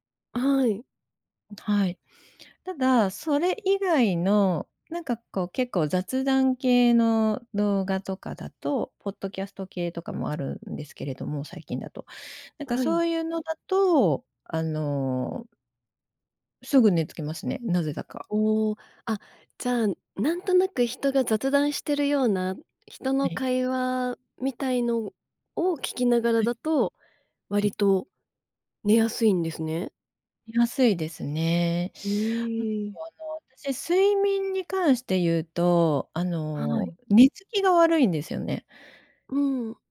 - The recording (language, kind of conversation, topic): Japanese, podcast, 快適に眠るために普段どんなことをしていますか？
- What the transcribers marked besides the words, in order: none